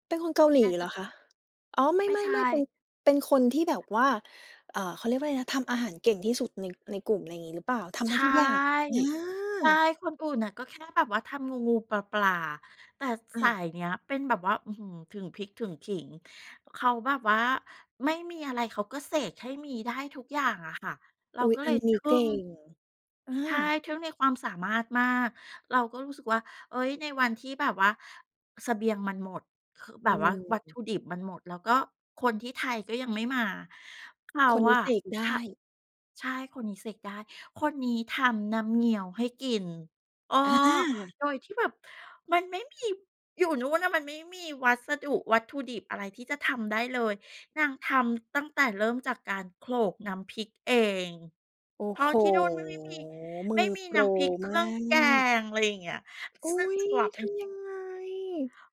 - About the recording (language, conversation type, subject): Thai, podcast, มีรสชาติอะไรที่ทำให้คุณคิดถึงบ้านขึ้นมาทันทีไหม?
- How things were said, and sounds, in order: other noise; tapping